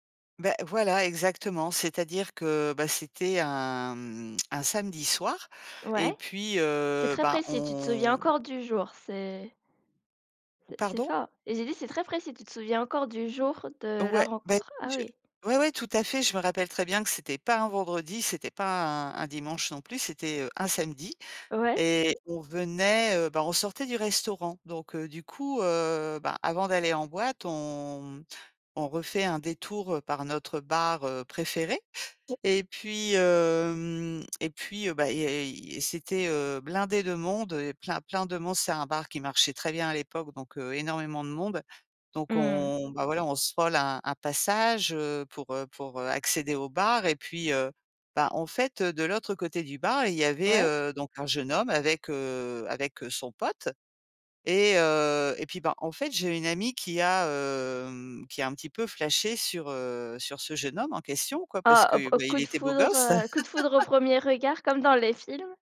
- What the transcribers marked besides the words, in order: drawn out: "hem"; laugh; tapping
- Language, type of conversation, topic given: French, podcast, Comment une rencontre avec un inconnu s’est-elle transformée en une belle amitié ?